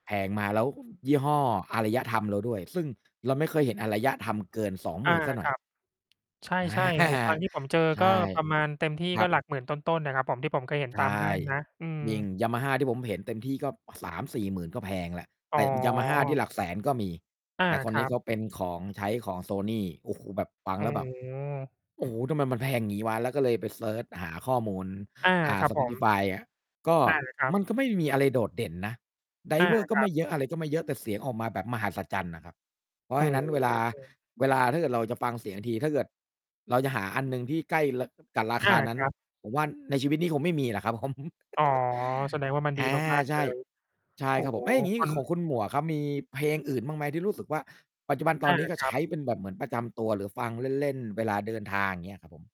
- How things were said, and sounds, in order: mechanical hum; laughing while speaking: "อา"; distorted speech; giggle
- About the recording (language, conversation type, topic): Thai, unstructured, ในชีวิตของคุณเคยมีเพลงไหนที่รู้สึกว่าเป็นเพลงประจำตัวของคุณไหม?